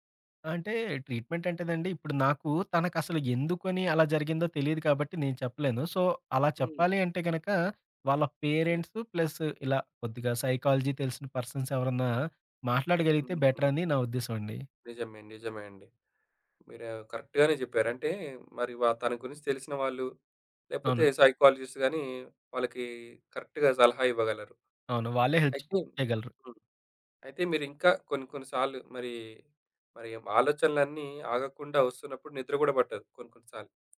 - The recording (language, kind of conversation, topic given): Telugu, podcast, ఆలోచనలు వేగంగా పరుగెత్తుతున్నప్పుడు వాటిని ఎలా నెమ్మదింపచేయాలి?
- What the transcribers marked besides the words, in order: in English: "ట్రీట్మెంట్"; in English: "సో"; in English: "ప్లస్"; in English: "సైకాలజీ"; in English: "పర్సన్స్"; in English: "బెటర్"; in English: "కరెక్ట్‌గానే"; in English: "సైకాలజిస్ట్"; in English: "కరెక్ట్‌గా"; tapping; in English: "హెల్ప్"